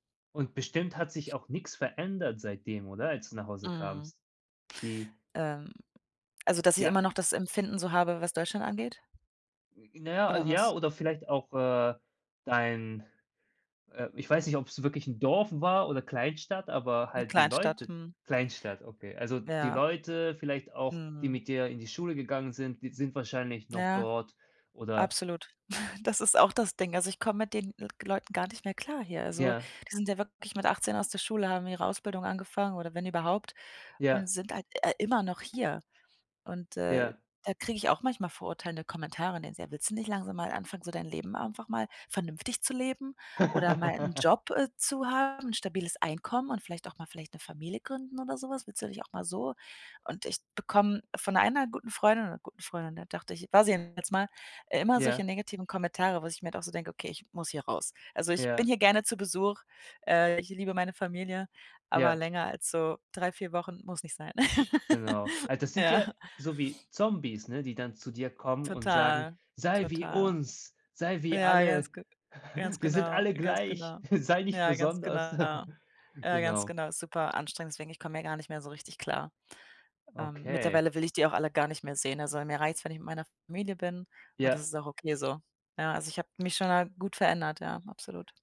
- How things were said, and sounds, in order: snort; unintelligible speech; other background noise; laugh; laugh; tapping; put-on voice: "Sei wie uns, sei wie alle. Wir sind alle gleich"; chuckle
- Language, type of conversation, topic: German, advice, Wie kann ich beim Reisen mit der Angst vor dem Unbekannten ruhig bleiben?